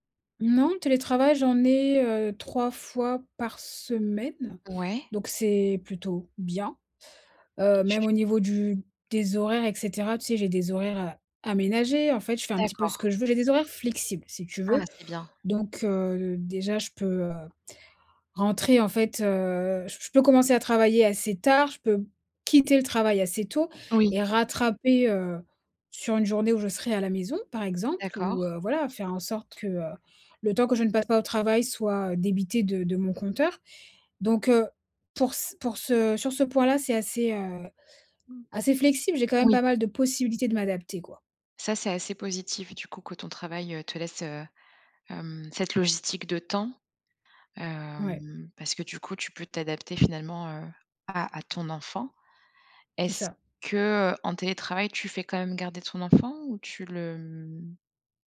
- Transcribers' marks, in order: tapping
- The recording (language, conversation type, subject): French, advice, Comment s’est passé votre retour au travail après un congé maladie ou parental, et ressentez-vous un sentiment d’inadéquation ?